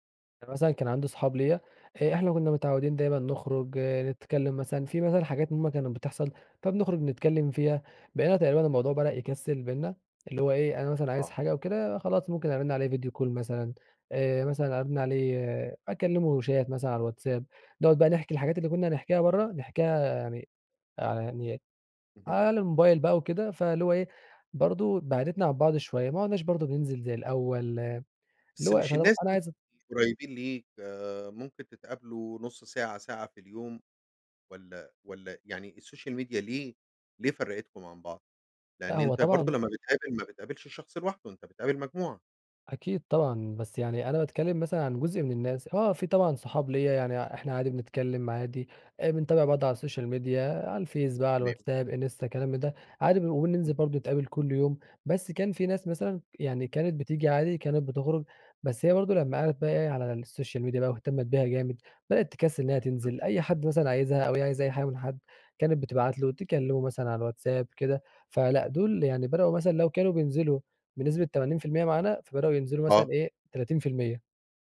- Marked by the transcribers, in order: in English: "فيديو كول"; in English: "شات"; in English: "السوشيال ميديا"; other background noise; in English: "السوشيال ميديا"; in English: "السوشيال ميديا"
- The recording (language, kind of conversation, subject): Arabic, podcast, إزاي السوشيال ميديا أثّرت على علاقاتك اليومية؟